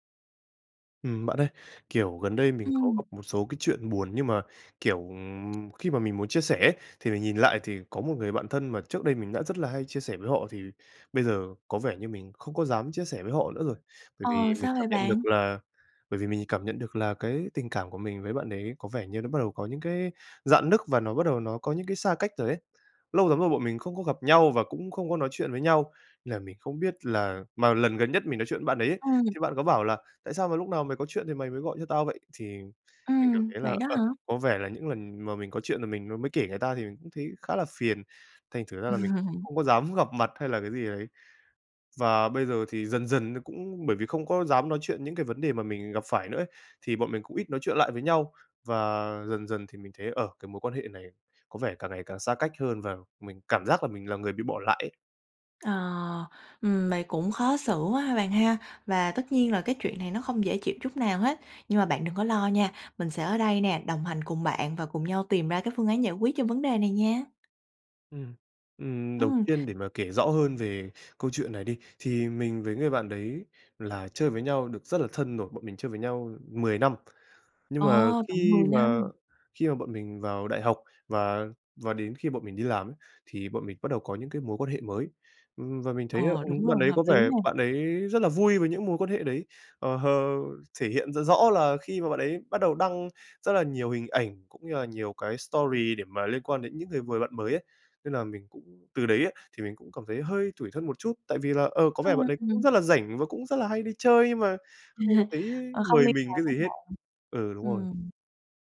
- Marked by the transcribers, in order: tapping; chuckle; in English: "story"; laughing while speaking: "À"
- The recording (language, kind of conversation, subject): Vietnamese, advice, Vì sao tôi cảm thấy bị bỏ rơi khi bạn thân dần xa lánh?